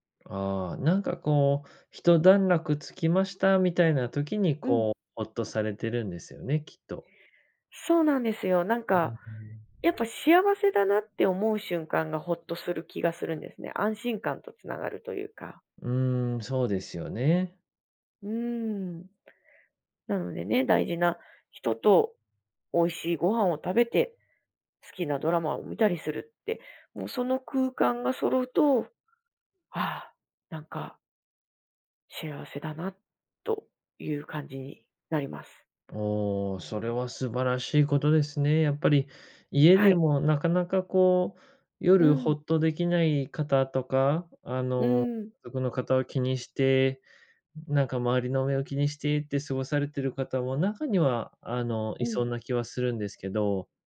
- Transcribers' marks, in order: none
- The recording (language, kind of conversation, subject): Japanese, podcast, 夜、家でほっとする瞬間はいつですか？